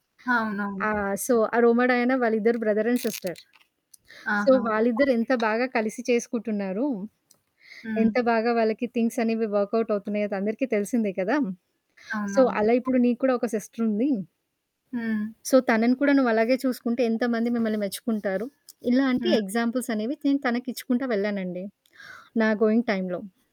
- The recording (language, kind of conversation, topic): Telugu, podcast, పిల్లల పట్ల మీ ప్రేమను మీరు ఎలా వ్యక్తపరుస్తారు?
- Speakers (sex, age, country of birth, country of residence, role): female, 18-19, India, India, host; female, 30-34, India, India, guest
- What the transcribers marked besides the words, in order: static; other background noise; in English: "సో"; in English: "బ్రదర్ అండ్ సిస్టర్. సో"; in English: "థింగ్స్"; in English: "వర్కౌట్"; in English: "సో"; in English: "సో"; in English: "ఎగ్జాంపుల్స్"; in English: "గోయింగ్ టైమ్‌లో"